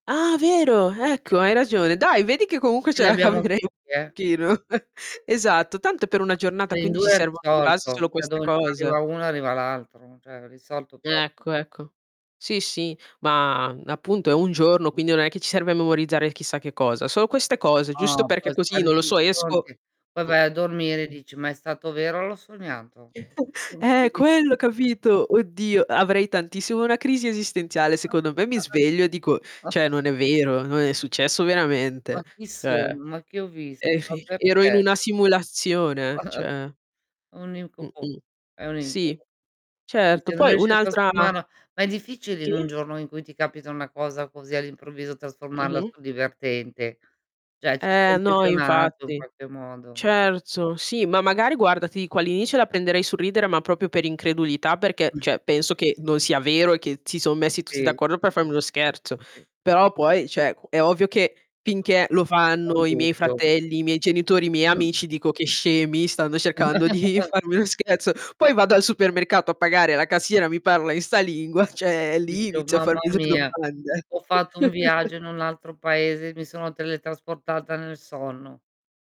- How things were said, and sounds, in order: unintelligible speech; tapping; distorted speech; laughing while speaking: "caveremo"; chuckle; unintelligible speech; "cioè" said as "ceh"; unintelligible speech; other background noise; chuckle; unintelligible speech; chuckle; "Cioè" said as "ceh"; chuckle; "Cioè" said as "ceh"; "Certo" said as "cerzo"; "proprio" said as "propio"; "cioè" said as "ceh"; other noise; "cioè" said as "ceh"; throat clearing; chuckle; laughing while speaking: "di"; "cioè" said as "ceh"; chuckle
- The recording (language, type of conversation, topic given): Italian, unstructured, Come affronteresti una giornata in cui tutti parlano una lingua diversa dalla tua?